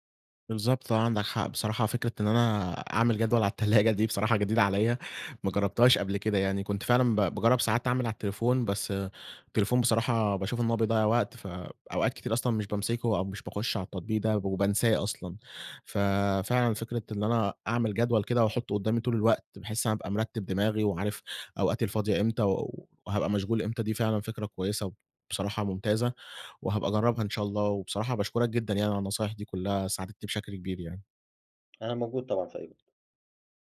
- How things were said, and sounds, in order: none
- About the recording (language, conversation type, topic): Arabic, advice, إزاي أقدر أوازن بين الشغل والعيلة ومواعيد التمرين؟